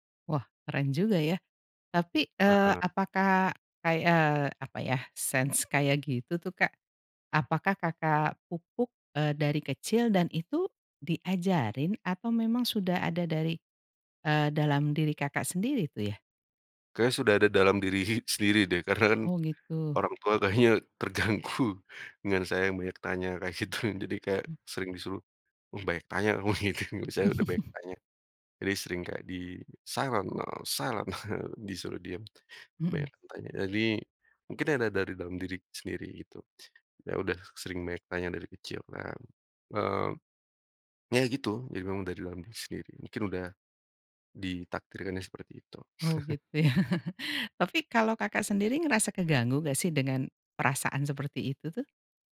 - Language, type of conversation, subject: Indonesian, podcast, Pengalaman apa yang membuat kamu terus ingin tahu lebih banyak?
- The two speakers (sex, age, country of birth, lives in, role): female, 45-49, Indonesia, Indonesia, host; male, 30-34, Indonesia, Indonesia, guest
- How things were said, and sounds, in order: in English: "sense"; laughing while speaking: "diri"; laughing while speaking: "kayaknya terganggu"; laughing while speaking: "kayak gitu"; laughing while speaking: "kamu, gitu"; in English: "silent"; in English: "silent"; "mungkin" said as "mingkin"; chuckle; laughing while speaking: "ya?"